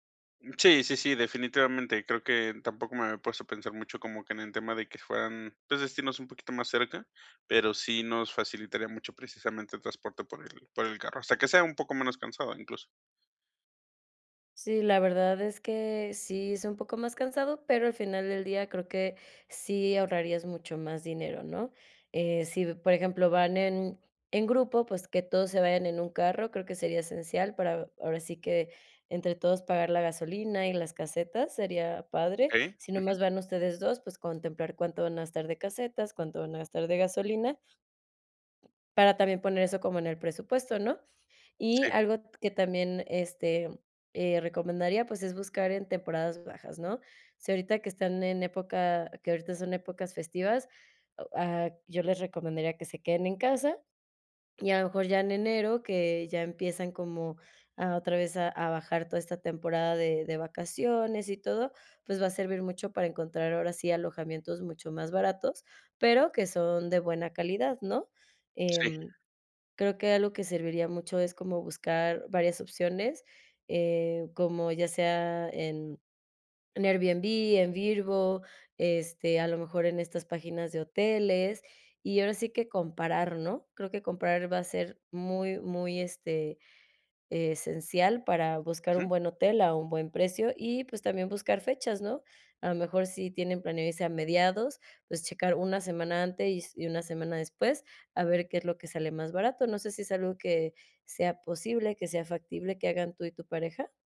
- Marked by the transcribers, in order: other noise; tapping
- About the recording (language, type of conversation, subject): Spanish, advice, ¿Cómo puedo viajar más con poco dinero y poco tiempo?